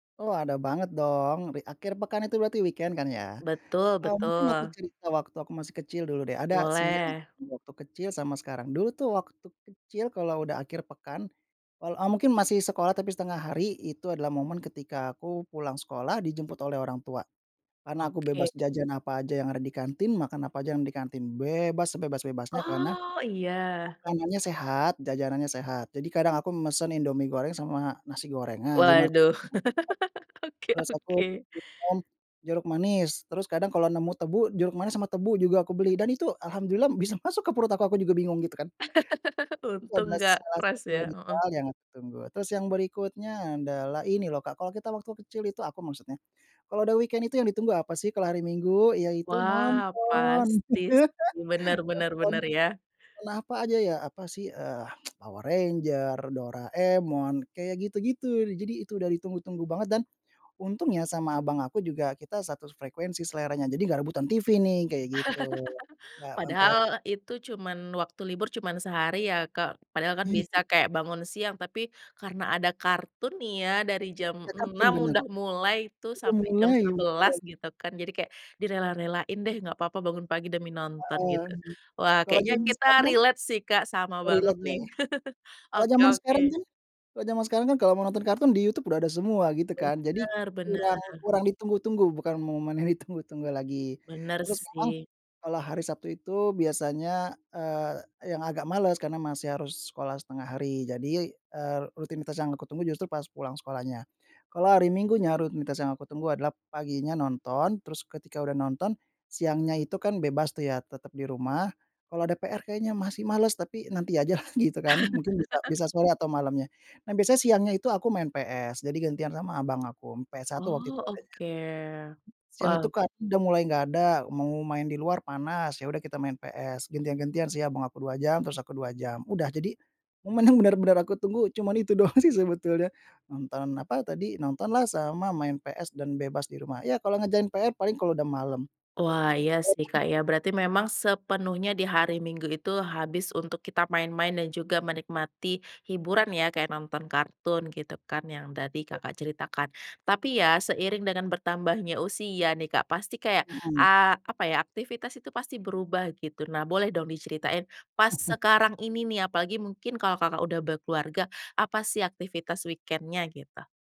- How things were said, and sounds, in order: in English: "weekend"; other background noise; laugh; unintelligible speech; laugh; unintelligible speech; in English: "weekend"; laugh; tsk; laugh; in English: "relate"; in English: "relate"; chuckle; laughing while speaking: "aja lah"; laugh; laughing while speaking: "doang"; chuckle; in English: "weekend-nya"
- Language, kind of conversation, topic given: Indonesian, podcast, Apa ritual akhir pekan yang selalu kamu tunggu-tunggu?